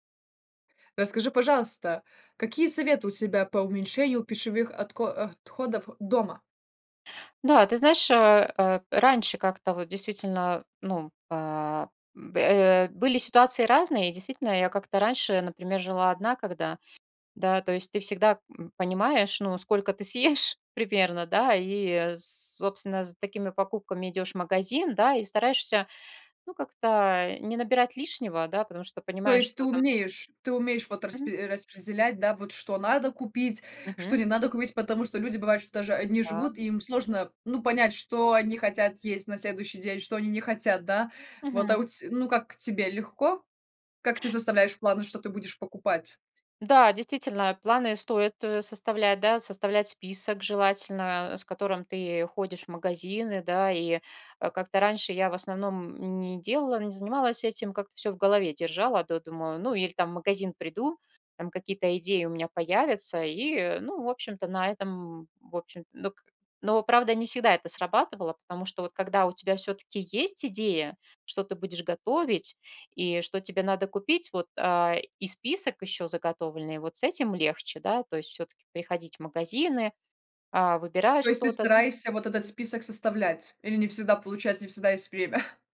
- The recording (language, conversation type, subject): Russian, podcast, Какие у вас есть советы, как уменьшить пищевые отходы дома?
- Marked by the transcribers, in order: other background noise; chuckle